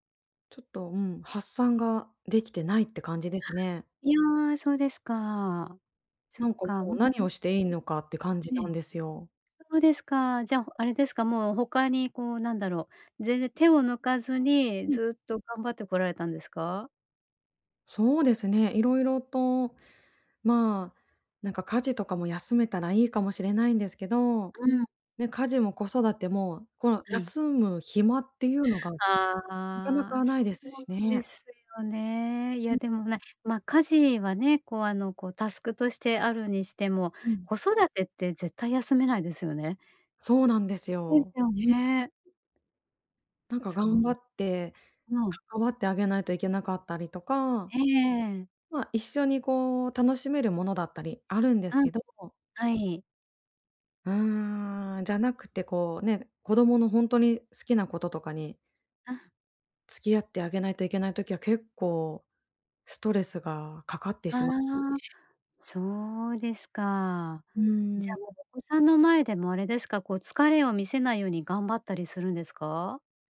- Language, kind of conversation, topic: Japanese, advice, どうすればエネルギーとやる気を取り戻せますか？
- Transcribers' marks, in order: unintelligible speech; other background noise; unintelligible speech